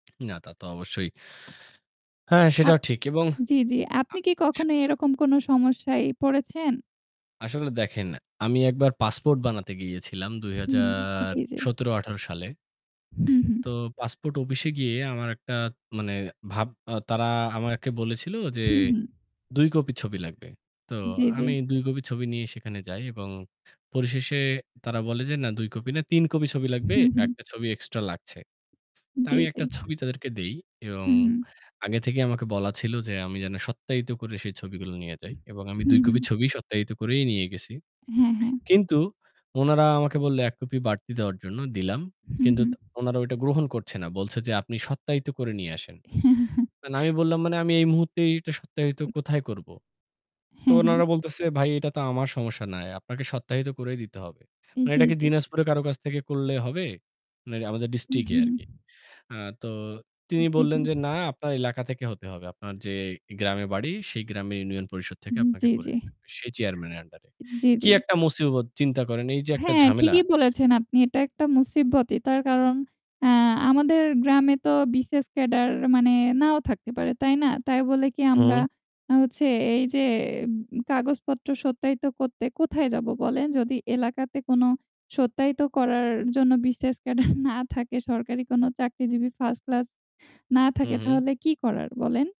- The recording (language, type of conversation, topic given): Bengali, unstructured, সরকারি নীতিমালা আমাদের দৈনন্দিন জীবনে কীভাবে প্রভাব ফেলে?
- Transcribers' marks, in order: tapping; static; other background noise; chuckle; laughing while speaking: "ক্যাডার"